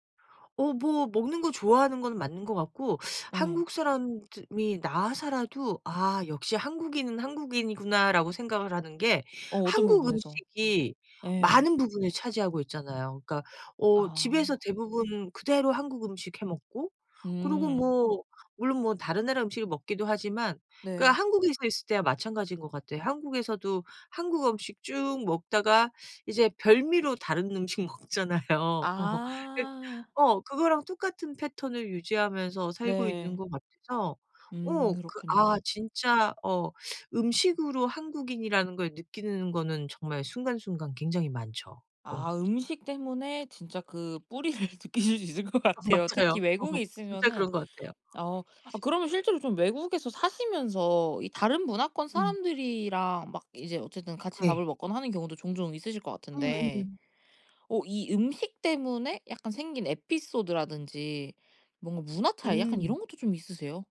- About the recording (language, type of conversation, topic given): Korean, podcast, 음식이 나의 정체성을 어떻게 드러낸다고 느끼시나요?
- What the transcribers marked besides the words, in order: other background noise; laughing while speaking: "먹잖아요"; laughing while speaking: "뿌리를 느끼실 수 있을 것 같아요"; laughing while speaking: "아 맞아요. 어"; tapping